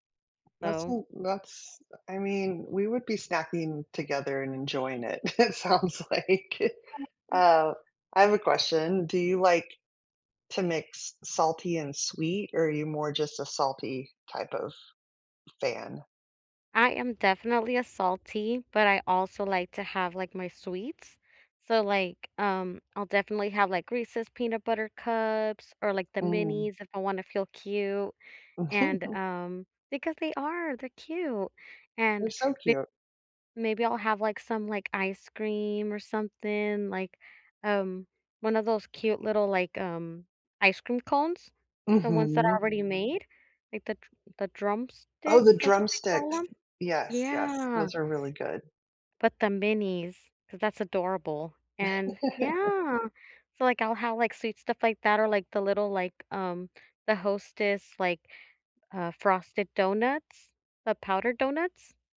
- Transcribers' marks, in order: tapping; laughing while speaking: "it sounds like"; other background noise; chuckle; laugh
- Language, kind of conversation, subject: English, unstructured, Do you prefer elaborate movie snack rituals or simple classics, and what makes your choice unique?
- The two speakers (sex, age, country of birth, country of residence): female, 35-39, United States, United States; female, 50-54, United States, United States